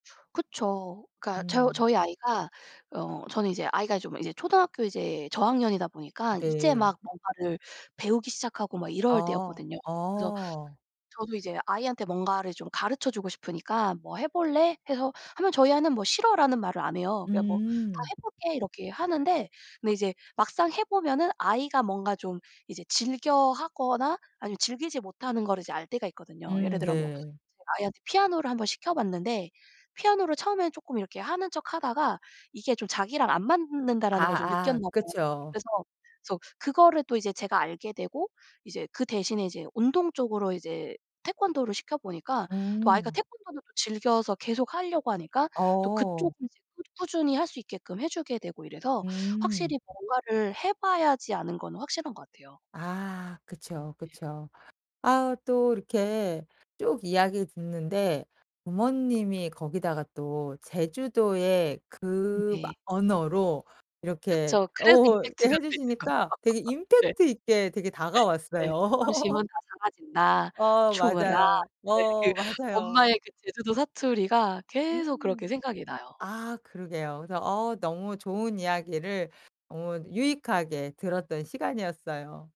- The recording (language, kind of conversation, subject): Korean, podcast, 부모님께서 해주신 말 중 가장 기억에 남는 말씀은 무엇인가요?
- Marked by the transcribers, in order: tapping; other background noise; laughing while speaking: "어"; laughing while speaking: "거죠"; laugh; laugh